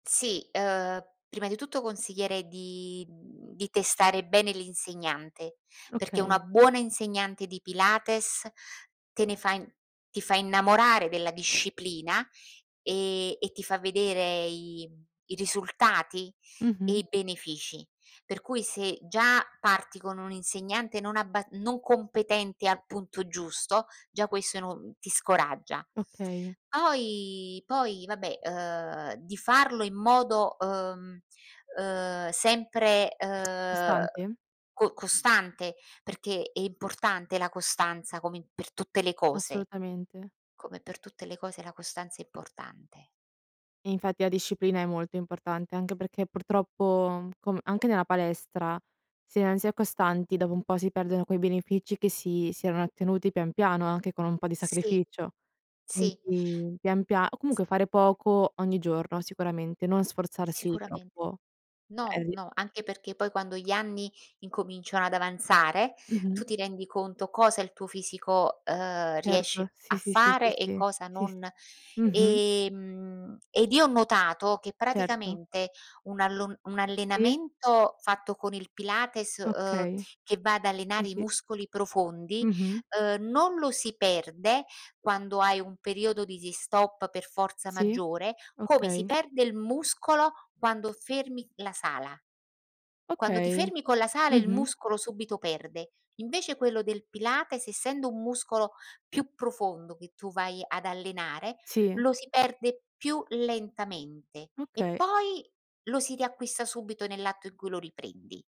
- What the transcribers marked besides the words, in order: other background noise; tapping; "Certo" said as "terto"; alarm
- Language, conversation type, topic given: Italian, podcast, Qual è un’abitudine che ti ha davvero migliorato la vita?
- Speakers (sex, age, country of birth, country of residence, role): female, 20-24, Italy, Italy, host; female, 55-59, Italy, Italy, guest